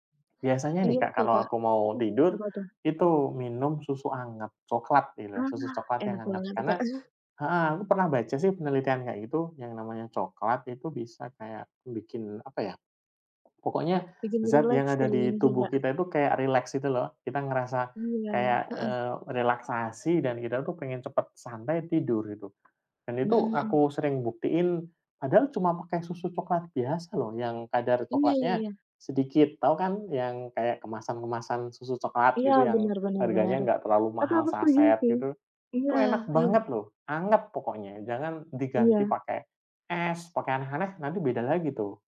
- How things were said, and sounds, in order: chuckle; tapping
- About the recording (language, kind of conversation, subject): Indonesian, unstructured, Apa rutinitas malam yang membantu kamu tidur nyenyak?